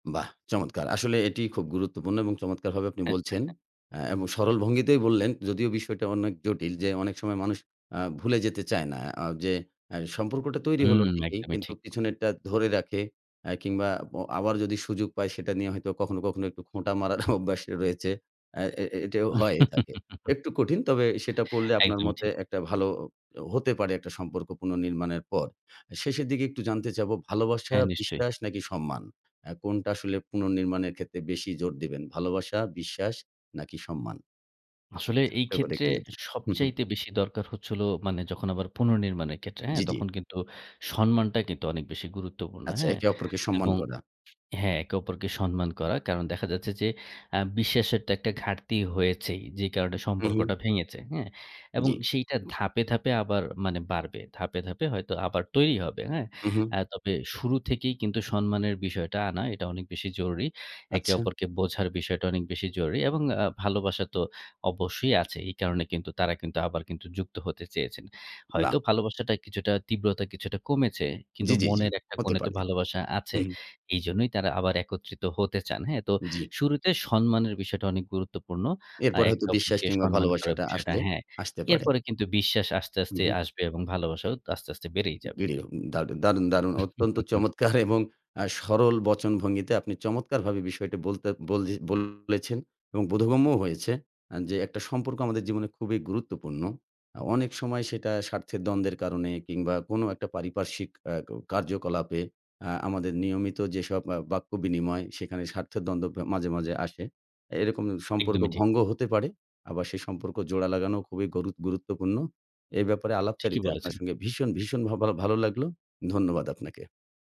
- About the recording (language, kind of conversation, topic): Bengali, podcast, একটি ভাঙা সম্পর্ক কীভাবে পুনর্নির্মাণ শুরু করবেন?
- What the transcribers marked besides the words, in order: other background noise; scoff; chuckle; "সম্মানটা" said as "সন্মানটা"; chuckle; unintelligible speech